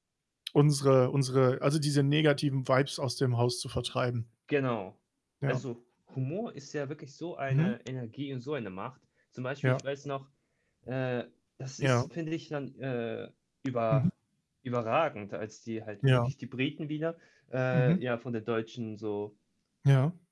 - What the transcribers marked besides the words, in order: static; other background noise
- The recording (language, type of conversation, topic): German, unstructured, Welche Rolle spielt Humor in deinem Alltag?